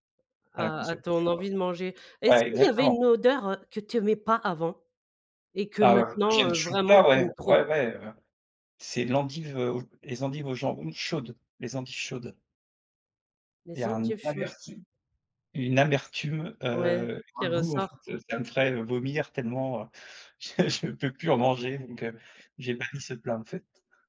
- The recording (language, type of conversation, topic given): French, podcast, Quelle odeur de cuisine te transporte instantanément ?
- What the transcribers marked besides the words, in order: other background noise; stressed: "pas"; stressed: "chaudes"; laughing while speaking: "je je peux"; tapping